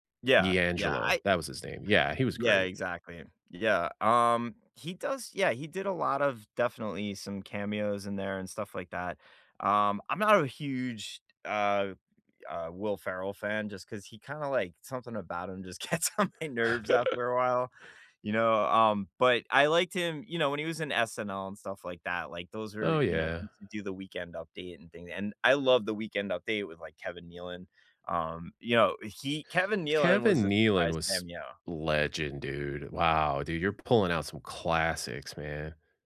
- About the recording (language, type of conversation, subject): English, unstructured, Which celebrity cameo made you laugh the most, and what made that surprise moment unforgettable?
- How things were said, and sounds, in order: laughing while speaking: "gets on my"; chuckle